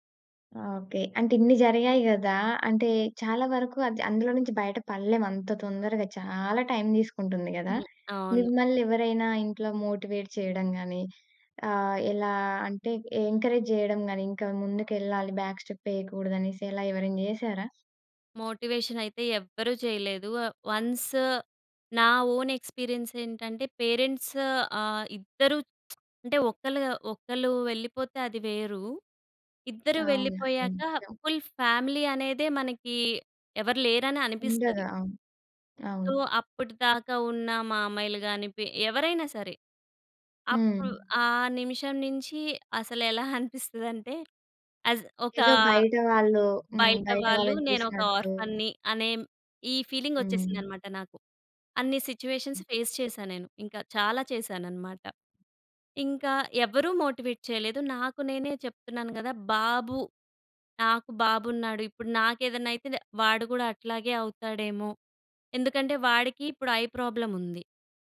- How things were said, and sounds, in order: stressed: "చాలా"; in English: "మోటివేట్"; in English: "బ్యాక్"; other background noise; in English: "వన్స్"; in English: "పేరెంట్స్"; tsk; tapping; in English: "ఫుల్ ఫ్యామిలీ"; in English: "సో"; laughing while speaking: "అనిపిస్తదంటే"; in English: "యాజ్"; in English: "ఆర్ఫన్‌ని"; in English: "సిచ్యువేషన్స్ ఫేస్"; in English: "మోటివేట్"; in English: "ఐ"
- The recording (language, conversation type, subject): Telugu, podcast, మీ జీవితంలో ఎదురైన ఒక ముఖ్యమైన విఫలత గురించి చెబుతారా?